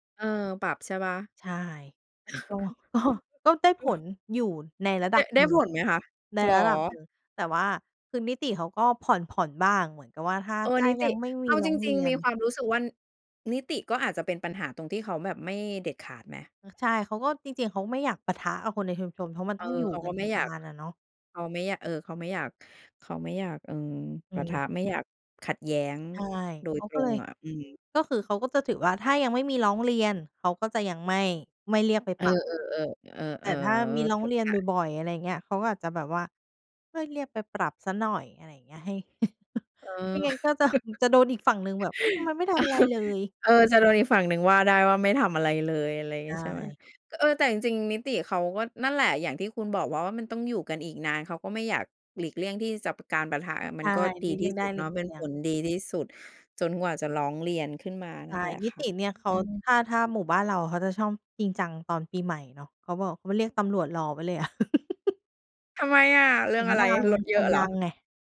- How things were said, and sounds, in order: chuckle; chuckle; laugh; laughing while speaking: "เออ"; laugh
- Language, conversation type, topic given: Thai, podcast, คุณคิดว่า “ความรับผิดชอบร่วมกัน” ในชุมชนหมายถึงอะไร?